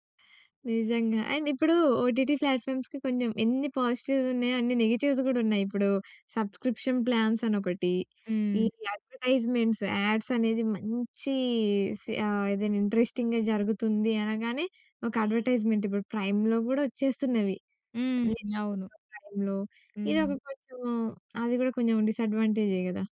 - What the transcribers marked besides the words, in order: in English: "అండ్"; in English: "ఓటీటీ ప్లాట్‍ఫామ్స్‌కి"; in English: "పాజిటివ్స్"; in English: "నెగటివ్స్"; in English: "సబ్స్క్రిప్షన్ ప్లాన్స్"; in English: "అడ్వర్టైజ్మెంట్స్, యాడ్స్"; in English: "ఇంట్రెస్టింగ్‍గా"; tapping; in English: "అడ్వర్టైజ్మెంట్"; in English: "ప్రైమ్‌లో"
- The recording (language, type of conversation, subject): Telugu, podcast, స్ట్రీమింగ్ వేదికలు ప్రాచుర్యంలోకి వచ్చిన తర్వాత టెలివిజన్ రూపం ఎలా మారింది?